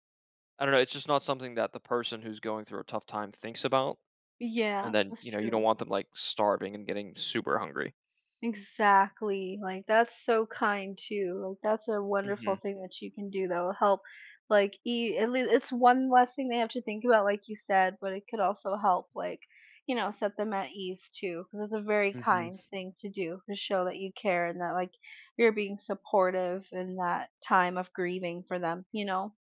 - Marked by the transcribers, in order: none
- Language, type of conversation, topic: English, unstructured, Why do you think sharing meals can help people feel better during difficult times?
- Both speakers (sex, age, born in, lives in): female, 35-39, United States, United States; male, 30-34, United States, United States